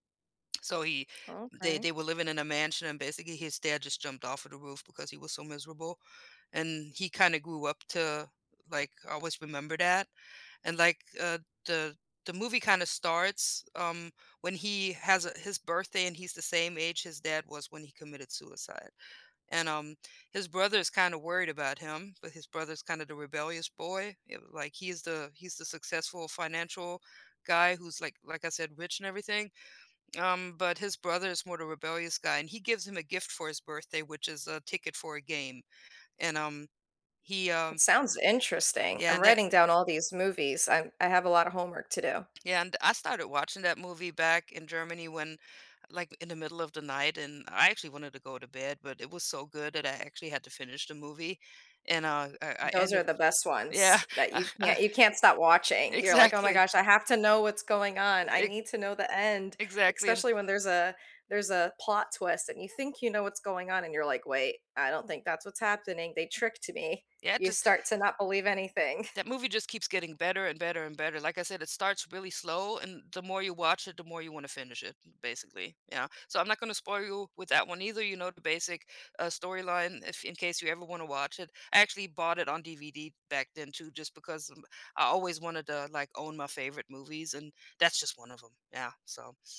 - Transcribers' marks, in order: laughing while speaking: "Yeah"; laughing while speaking: "Exactly"; laughing while speaking: "anything"
- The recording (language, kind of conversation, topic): English, unstructured, No spoilers: Which surprise plot twist blew your mind, and what made it unforgettable for you?
- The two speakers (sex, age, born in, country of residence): female, 35-39, United States, United States; female, 45-49, Germany, United States